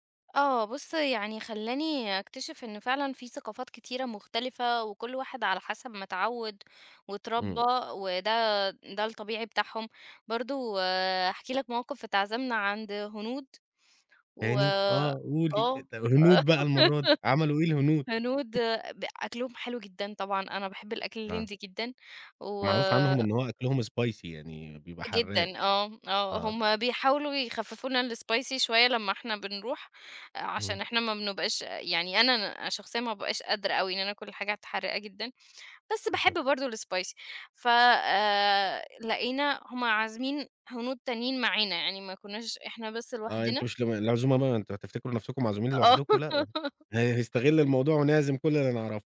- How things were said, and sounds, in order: giggle; chuckle; in English: "Spicy"; in English: "الSpicy"; in English: "الSpicy"; laughing while speaking: "آه"; giggle
- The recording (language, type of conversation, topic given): Arabic, podcast, إيه كانت أول تجربة ليك مع ثقافة جديدة؟